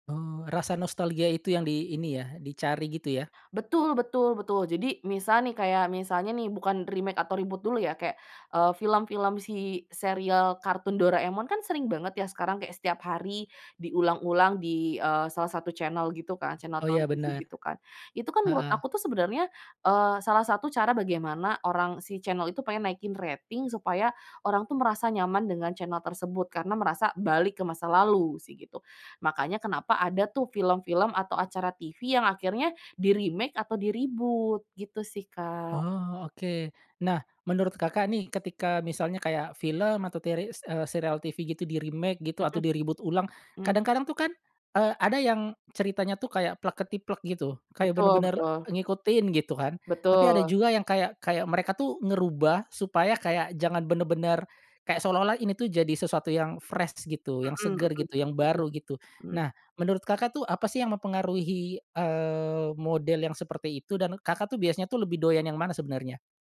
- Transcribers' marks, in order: in English: "remake"; in English: "reboot"; in English: "di-remake"; in English: "di-reboot"; in English: "di-remake"; in English: "di-reboot"; in English: "fresh"
- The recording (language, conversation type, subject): Indonesian, podcast, Mengapa banyak acara televisi dibuat ulang atau dimulai ulang?